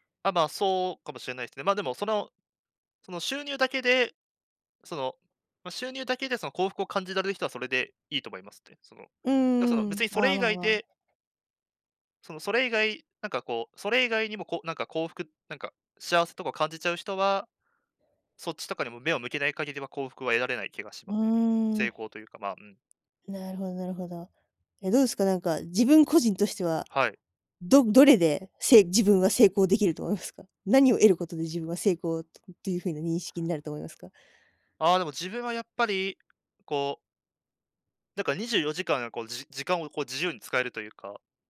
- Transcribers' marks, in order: other background noise
- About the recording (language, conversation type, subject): Japanese, podcast, ぶっちゃけ、収入だけで成功は測れますか？